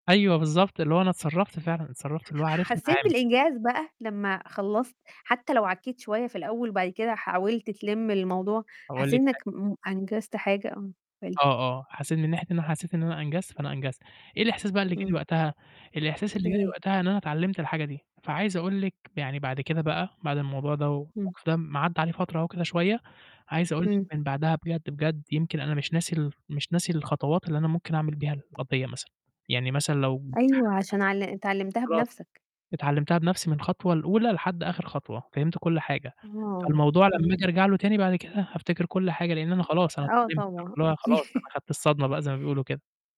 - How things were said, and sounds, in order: distorted speech; laughing while speaking: "أكي"
- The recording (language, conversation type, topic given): Arabic, podcast, بتلجأ لمين أول ما تتوتر، وليه؟